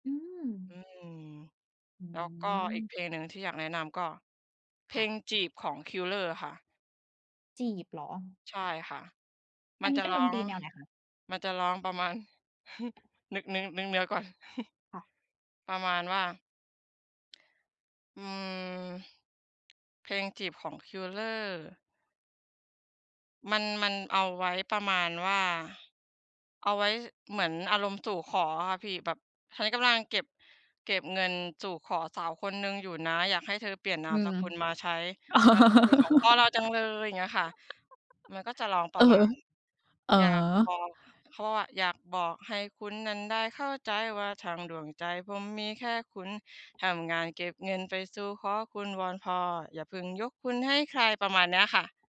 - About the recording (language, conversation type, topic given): Thai, unstructured, เพลงไหนที่คุณชอบที่สุด และทำไมคุณถึงชอบเพลงนั้น?
- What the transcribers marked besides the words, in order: chuckle; chuckle; chuckle; other background noise; singing: "อยากบอกให้คุณนั้นได้เข้าใจว่าทั้งดวง … ออย่าพึ่งยกคุณให้ใคร"